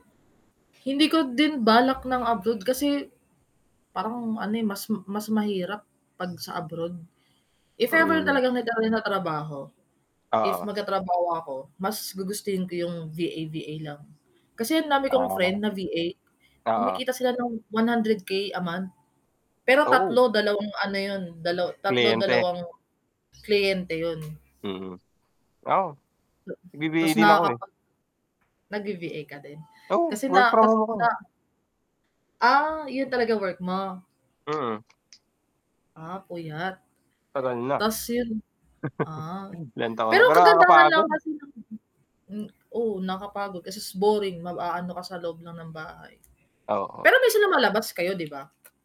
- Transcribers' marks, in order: static; mechanical hum; unintelligible speech; chuckle; unintelligible speech
- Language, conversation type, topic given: Filipino, unstructured, Saan mo nakikita ang sarili mo sa loob ng limang taon pagdating sa personal na pag-unlad?